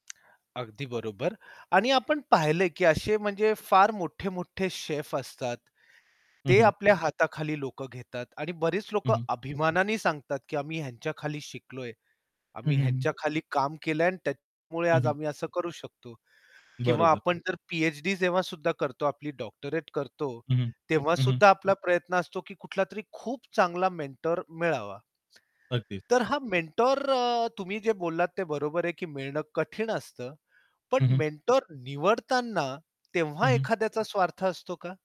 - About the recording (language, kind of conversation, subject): Marathi, podcast, दीर्घकालीन करिअर योजना बनवण्यात मार्गदर्शक कसा हातभार लावतो?
- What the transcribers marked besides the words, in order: static; other background noise; in English: "मेंटर"; in English: "मेंटर"; in English: "मेंटर"; tapping